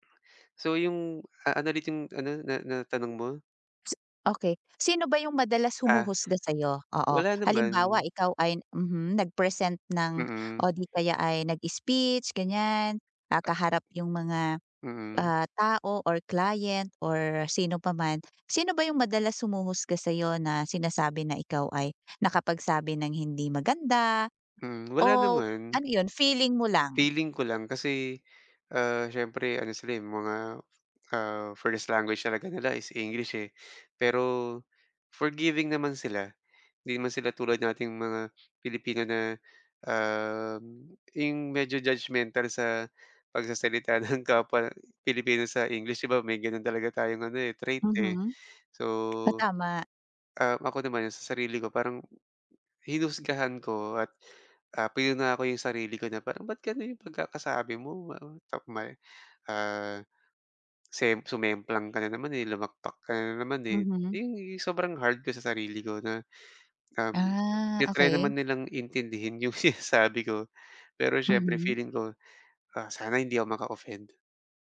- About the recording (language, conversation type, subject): Filipino, advice, Paano ko mapapanatili ang kumpiyansa sa sarili kahit hinuhusgahan ako ng iba?
- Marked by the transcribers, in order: tapping; unintelligible speech